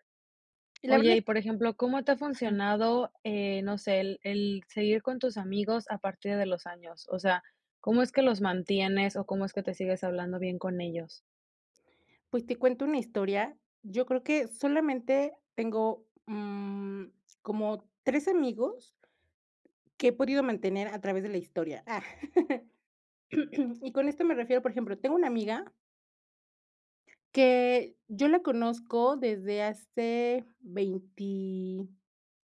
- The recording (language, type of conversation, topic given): Spanish, podcast, ¿Cómo creas redes útiles sin saturarte de compromisos?
- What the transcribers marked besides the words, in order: chuckle; throat clearing